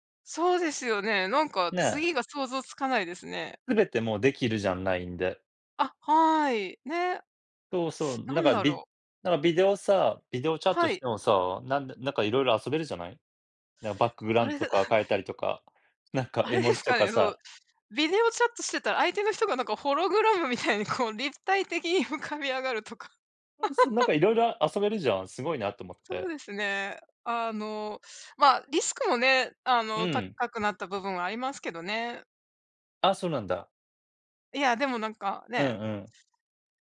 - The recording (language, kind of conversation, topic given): Japanese, unstructured, 技術の進歩によって幸せを感じたのはどんなときですか？
- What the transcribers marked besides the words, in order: chuckle; laugh; tapping